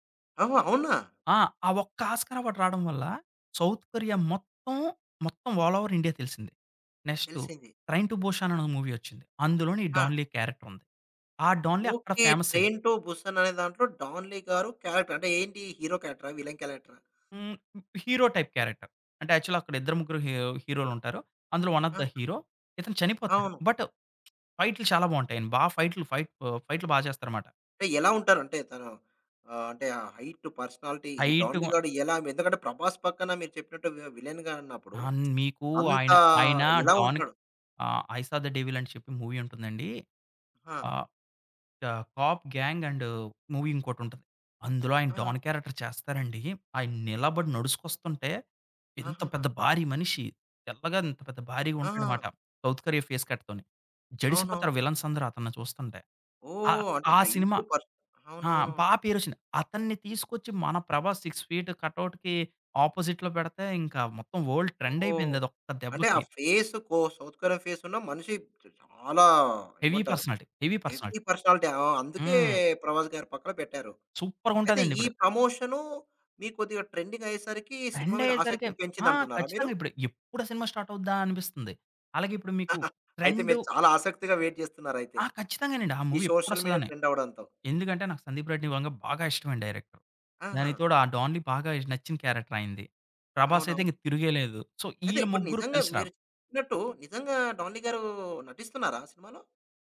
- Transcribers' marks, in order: in English: "ఆల్ ఓవర్"; in English: "మూవీ"; in English: "ఫేమస్"; in English: "క్యారెక్టర్"; in English: "హీరో"; in English: "విలన్"; in English: "హీరో టైప్ క్యారక్టర్"; in English: "యాక్చువల్లీ"; in English: "వన్ ఆఫ్ ద హీరో"; in English: "బట్"; lip smack; in English: "ఫైట్"; in English: "హైట్, పర్సనాలిటీ"; in English: "హైట్‌గా"; unintelligible speech; in English: "వి విలన్‌గా"; lip smack; in English: "మూవీ"; unintelligible speech; in English: "పాప్ గ్యాంగ్ అండ్, మూవీ"; in English: "డాన్ క్యారెక్టర్"; in English: "సౌత్ కొరియా ఫేస్ కట్‌తోని"; in English: "విలన్స్"; in English: "హైట్"; in English: "సిక్స్ ఫీట్ కటౌట్‌కి ఆపోజిట్‌లో"; in English: "వరల్డ్ ట్రెండ్"; in English: "ఫేస్"; in English: "సౌత్ కొరియన్ ఫేస్"; in English: "హెవీ పర్సనాలిటీ"; in English: "హెవీ పర్సనాలిటీ. హెవీ పర్సనాలిటీ"; in English: "సూపర్‌గా"; in English: "ట్రెండింగ్"; in English: "ట్రెండ్"; in English: "స్టార్ట్"; laugh; in English: "వెయిట్"; in English: "సోషల్ మీడియా ట్రెండ్"; in English: "మూవీ"; stressed: "బాగా"; in English: "డైరెక్టర్"; in English: "క్యారెక్టర్"; in English: "సో"
- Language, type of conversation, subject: Telugu, podcast, సోషల్ మీడియా ట్రెండ్‌లు మీ సినిమా ఎంపికల్ని ఎలా ప్రభావితం చేస్తాయి?